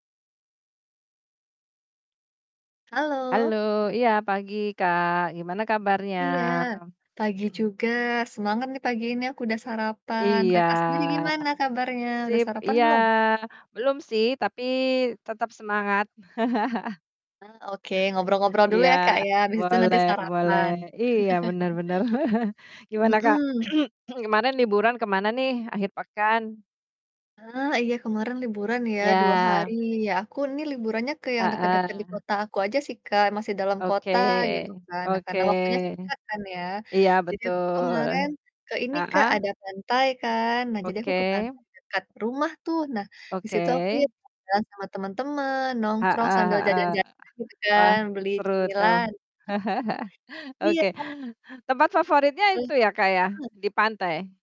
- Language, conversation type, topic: Indonesian, unstructured, Apa destinasi liburan favoritmu di Indonesia?
- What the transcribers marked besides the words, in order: distorted speech; throat clearing; tapping; chuckle; chuckle; throat clearing; chuckle